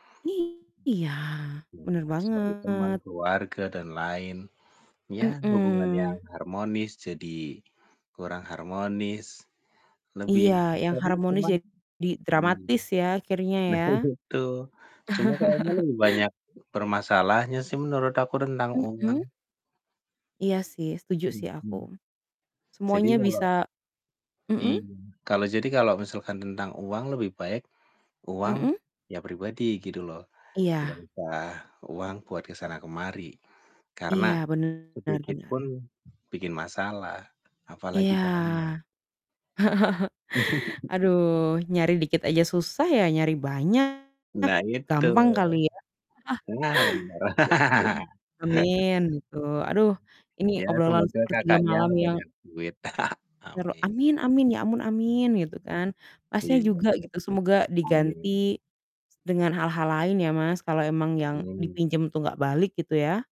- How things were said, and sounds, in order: distorted speech; static; laughing while speaking: "itu"; laugh; tapping; chuckle; laugh; chuckle; laugh; chuckle; other background noise
- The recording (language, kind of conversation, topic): Indonesian, unstructured, Apa pengalaman paling mengejutkan yang pernah kamu alami terkait uang?